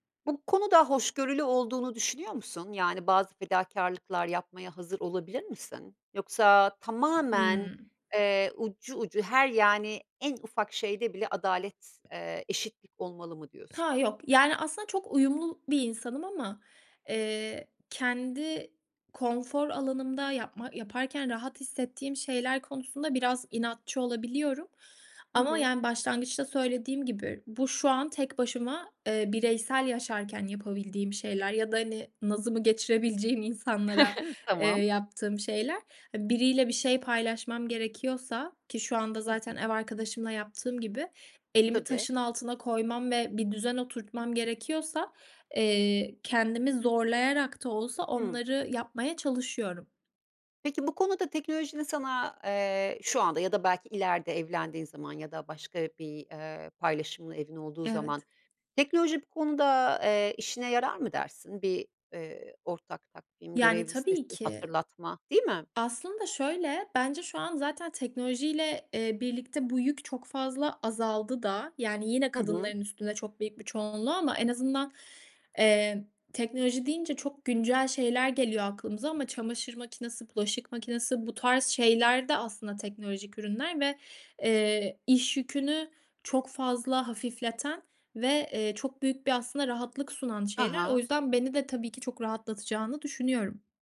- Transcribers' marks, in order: other background noise; tapping; laughing while speaking: "geçirebileceğim insanlara"; chuckle; unintelligible speech
- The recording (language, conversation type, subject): Turkish, podcast, Ev işleri paylaşımında adaleti nasıl sağlarsınız?